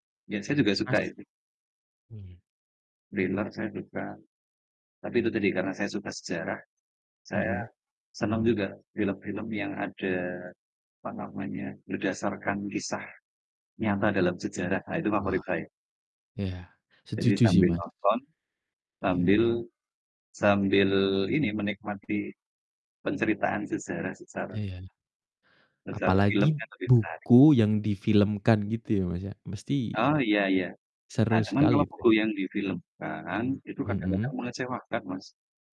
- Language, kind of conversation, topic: Indonesian, unstructured, Mana yang lebih Anda sukai dan mengapa: membaca buku atau menonton film?
- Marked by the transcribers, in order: distorted speech